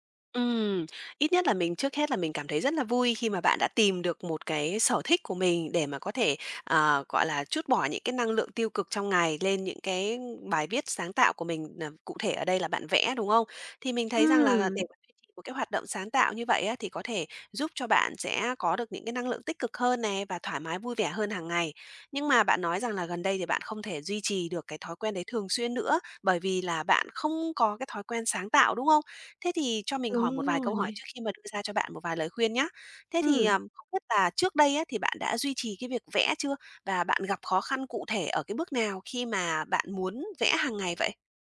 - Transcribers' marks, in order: tapping
- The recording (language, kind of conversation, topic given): Vietnamese, advice, Làm thế nào để bắt đầu thói quen sáng tạo hằng ngày khi bạn rất muốn nhưng vẫn không thể bắt đầu?